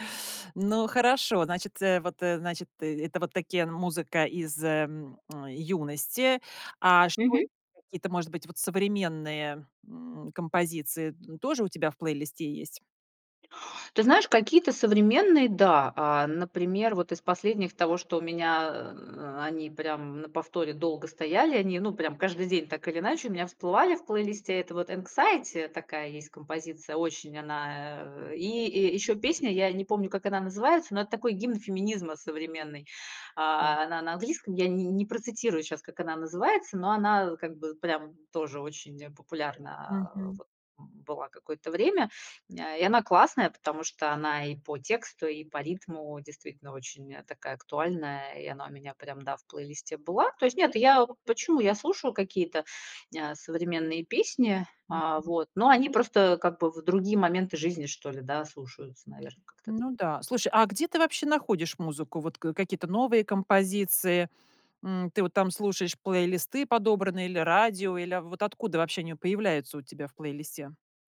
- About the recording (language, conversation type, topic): Russian, podcast, Какая музыка поднимает тебе настроение?
- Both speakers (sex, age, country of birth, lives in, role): female, 40-44, Russia, Mexico, guest; female, 40-44, Russia, Sweden, host
- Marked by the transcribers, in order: tapping; unintelligible speech